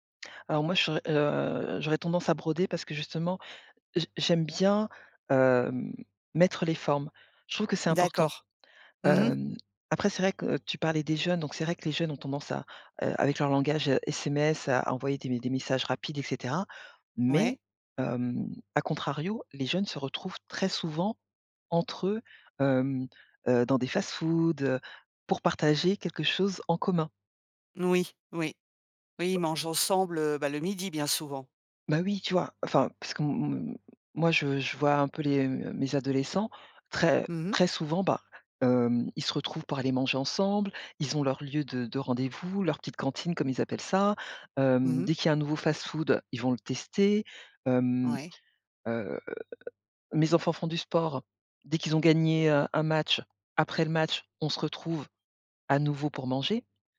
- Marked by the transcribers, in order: other background noise
- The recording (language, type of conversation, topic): French, podcast, Pourquoi le fait de partager un repas renforce-t-il souvent les liens ?